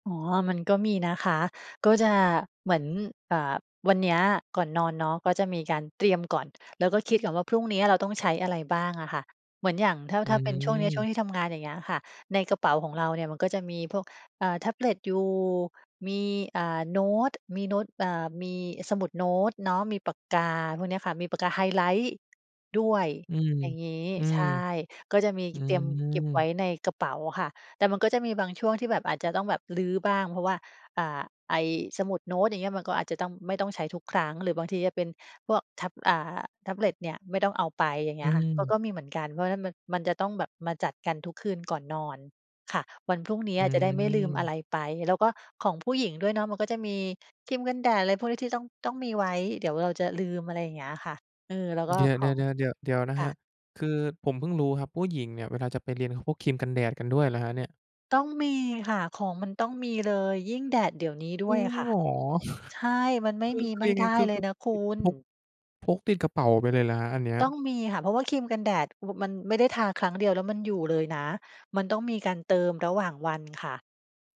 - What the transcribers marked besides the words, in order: chuckle
- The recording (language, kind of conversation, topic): Thai, podcast, คุณมีวิธีเตรียมของสำหรับวันพรุ่งนี้ก่อนนอนยังไงบ้าง?